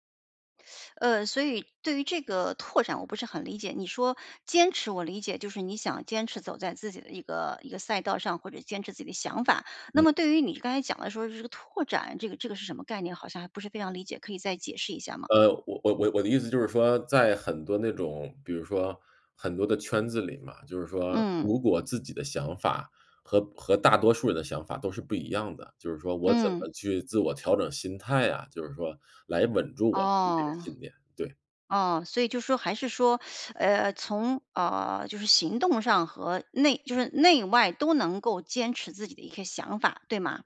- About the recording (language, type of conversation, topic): Chinese, advice, 我该如何在群体压力下坚持自己的信念？
- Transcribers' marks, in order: teeth sucking; teeth sucking